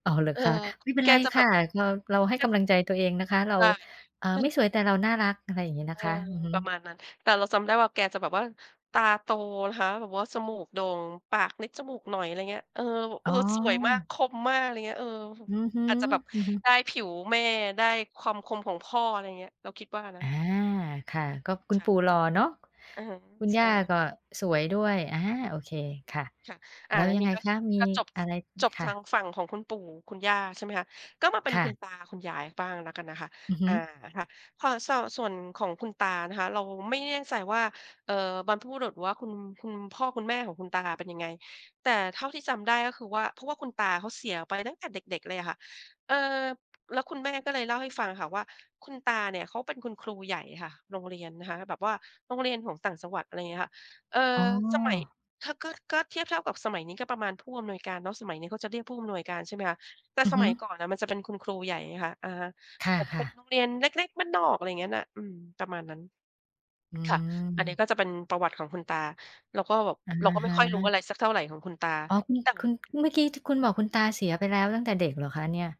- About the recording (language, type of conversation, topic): Thai, podcast, เรื่องเล่าจากปู่ย่าตายายที่คุณยังจำได้มีเรื่องอะไรบ้าง?
- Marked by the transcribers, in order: tapping; other background noise